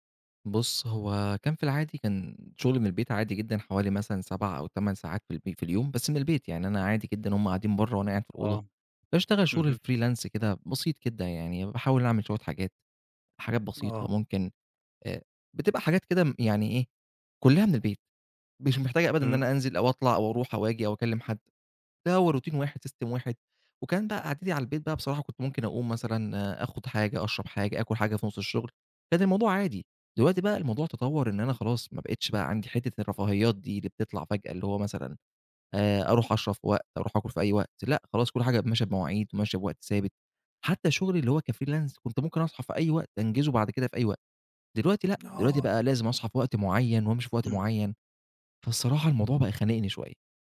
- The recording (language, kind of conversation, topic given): Arabic, advice, إزاي بتحس إنك قادر توازن بين الشغل وحياتك مع العيلة؟
- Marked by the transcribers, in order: other background noise; in English: "الfreelance"; in English: "روتين"; in English: "system"; in English: "كfreelance"